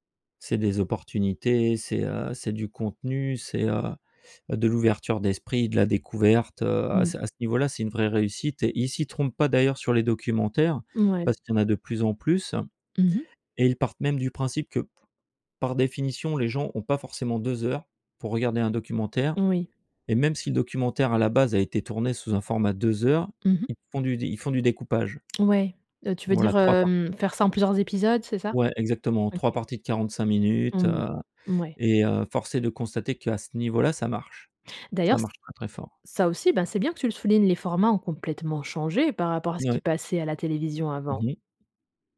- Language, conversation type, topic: French, podcast, Comment le streaming a-t-il transformé le cinéma et la télévision ?
- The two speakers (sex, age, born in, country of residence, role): female, 35-39, France, Germany, host; male, 45-49, France, France, guest
- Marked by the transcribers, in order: stressed: "même"